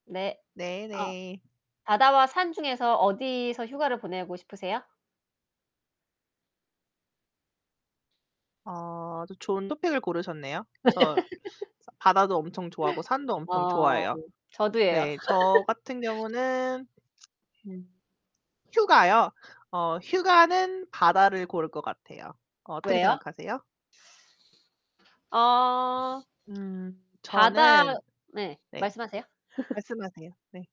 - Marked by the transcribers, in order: other background noise; laugh; distorted speech; laugh; laugh
- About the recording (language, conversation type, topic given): Korean, unstructured, 바다와 산 중 어디에서 휴가를 보내고 싶으신가요?